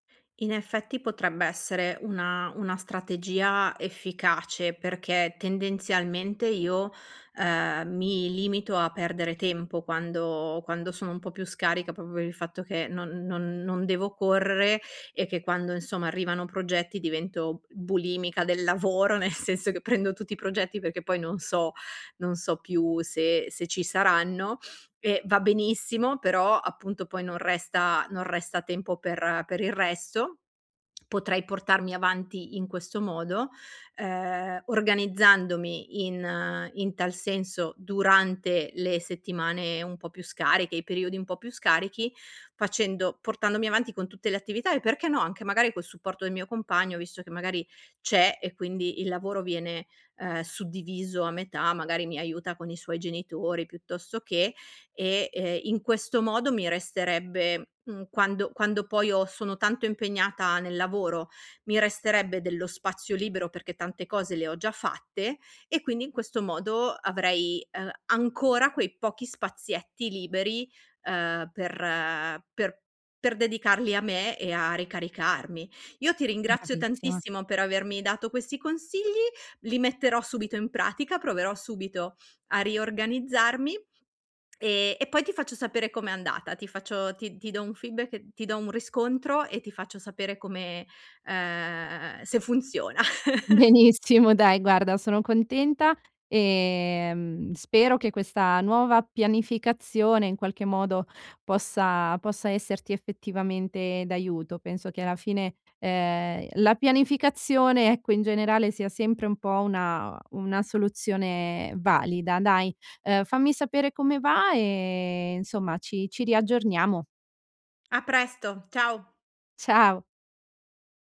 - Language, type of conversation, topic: Italian, advice, Come posso bilanciare i miei bisogni personali con quelli della mia famiglia durante un trasferimento?
- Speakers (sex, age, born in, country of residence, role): female, 35-39, Italy, Italy, advisor; female, 40-44, Italy, Italy, user
- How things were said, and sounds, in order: "proprio" said as "prob"; laughing while speaking: "nel senso"; in English: "feedback"; chuckle